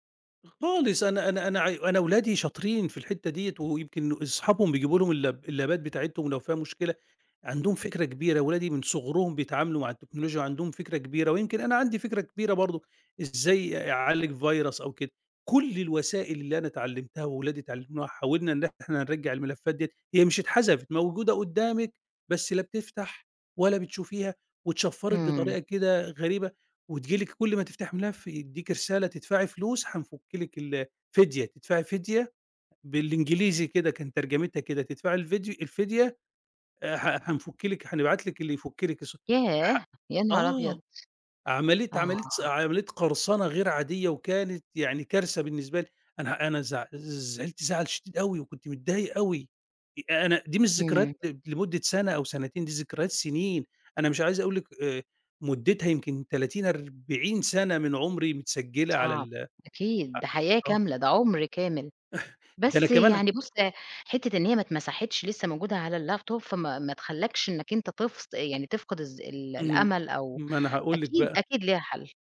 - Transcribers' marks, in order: in English: "اللاب اللابات"; in English: "Virus"; chuckle; in English: "اللاب توب"
- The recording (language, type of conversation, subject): Arabic, podcast, إزاي شايف تأثير التكنولوجيا على ذكرياتنا وعلاقاتنا العائلية؟